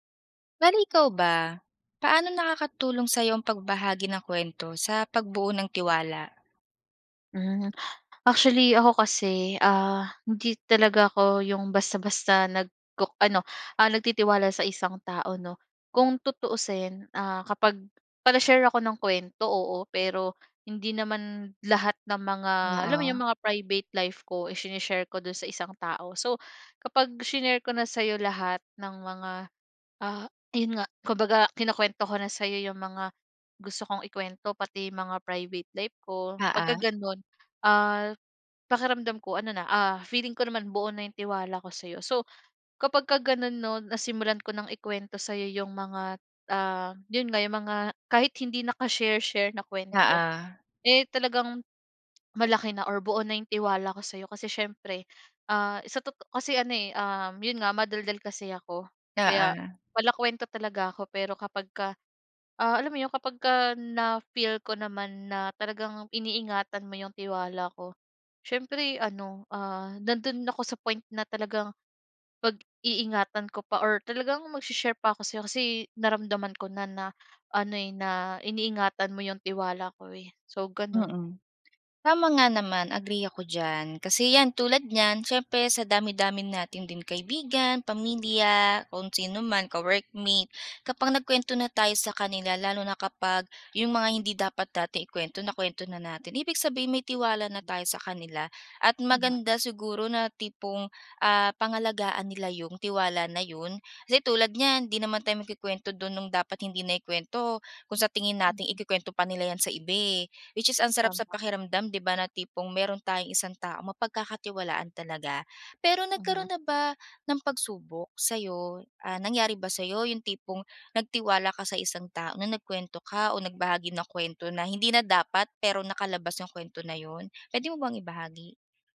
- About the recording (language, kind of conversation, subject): Filipino, podcast, Paano nakatutulong ang pagbabahagi ng kuwento sa pagbuo ng tiwala?
- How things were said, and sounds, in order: throat clearing; tapping